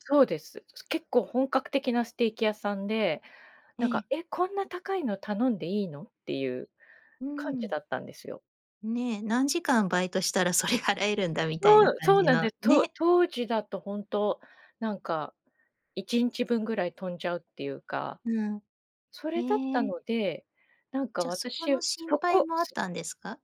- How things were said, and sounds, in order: chuckle; other background noise
- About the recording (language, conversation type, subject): Japanese, podcast, 偶然の出会いから始まった友情や恋のエピソードはありますか？